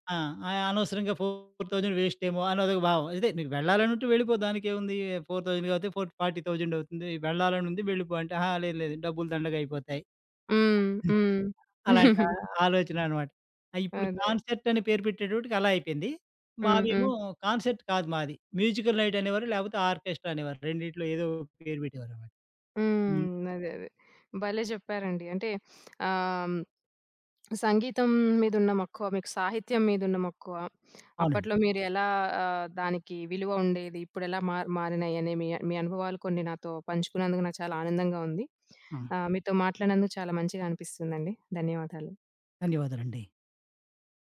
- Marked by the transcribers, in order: in English: "ఫోర్ థౌసండ్"; in English: "ఫోర్ థౌసండ్"; in English: "ఫార్టీ థౌసండ్"; giggle; other background noise; in English: "కాన్సెర్ట్"; in English: "మ్యూజికల్"; in English: "ఆర్కెస్ట్రా"
- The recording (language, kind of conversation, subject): Telugu, podcast, ప్రత్యక్ష సంగీత కార్యక్రమానికి ఎందుకు వెళ్తారు?